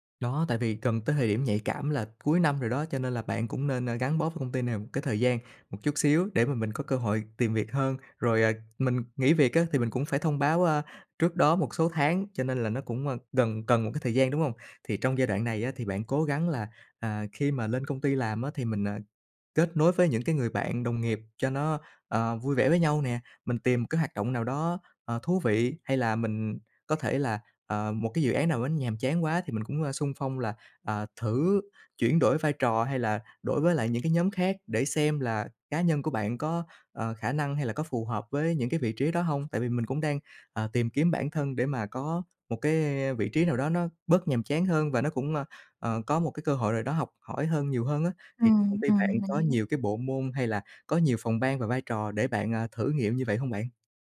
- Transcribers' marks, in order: tapping
- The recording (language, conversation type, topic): Vietnamese, advice, Mình muốn nghỉ việc nhưng lo lắng về tài chính và tương lai, mình nên làm gì?